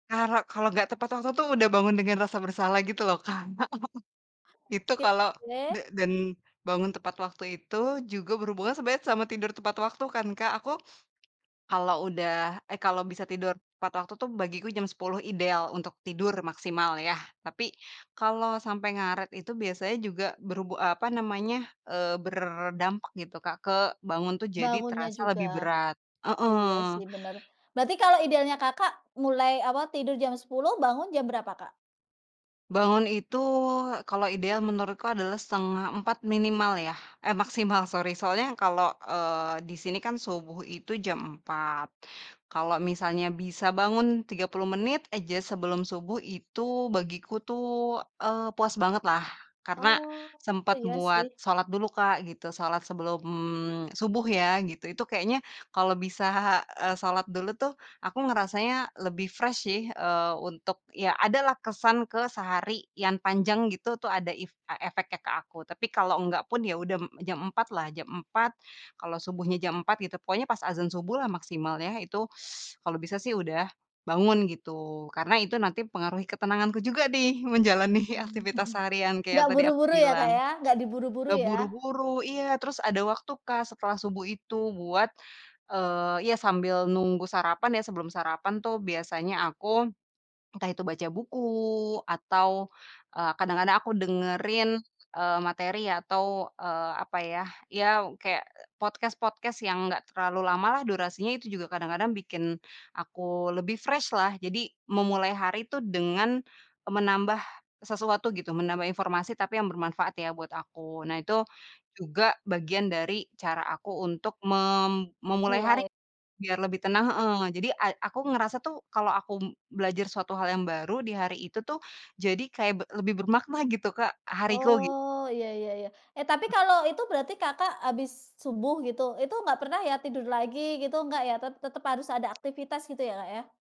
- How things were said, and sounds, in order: chuckle; tapping; in English: "fresh"; "yang" said as "yan"; "nih" said as "dih"; laughing while speaking: "menjalani"; chuckle; in English: "podcast-podcast"; in English: "fresh"
- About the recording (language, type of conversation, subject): Indonesian, podcast, Apa rutinitas pagi sederhana untuk memulai hari dengan lebih tenang?